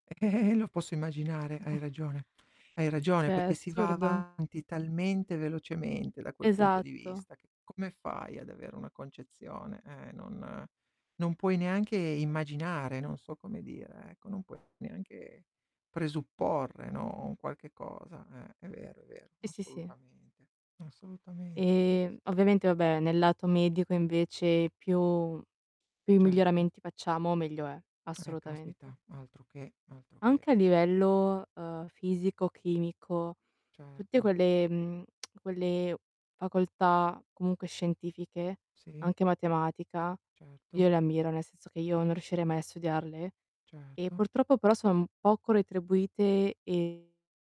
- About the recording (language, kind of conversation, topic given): Italian, unstructured, Quale invenzione scientifica ti sembra più utile oggi?
- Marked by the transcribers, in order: tapping; snort; "Cioè" said as "ceh"; distorted speech; other background noise; "Sì" said as "ì"; tongue click